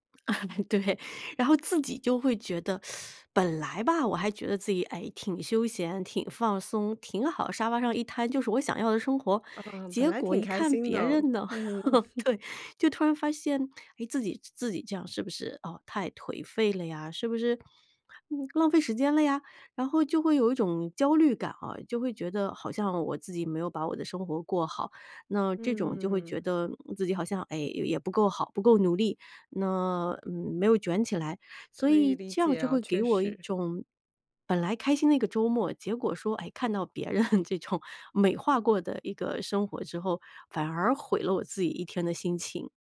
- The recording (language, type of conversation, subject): Chinese, podcast, 社交媒体上的“滤镜生活”会对人产生哪些影响？
- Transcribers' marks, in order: laugh; laughing while speaking: "对"; teeth sucking; laugh; laughing while speaking: "对"; chuckle; laughing while speaking: "这种"